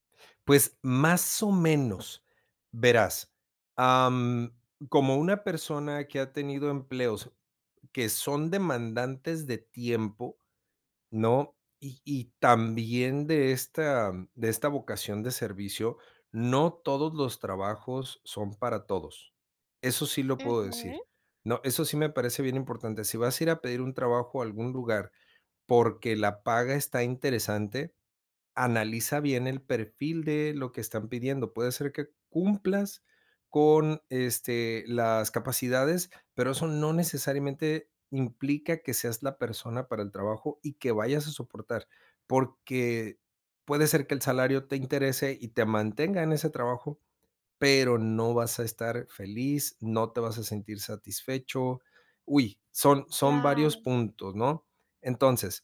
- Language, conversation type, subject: Spanish, podcast, ¿Qué preguntas conviene hacer en una entrevista de trabajo sobre el equilibrio entre trabajo y vida personal?
- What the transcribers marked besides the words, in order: none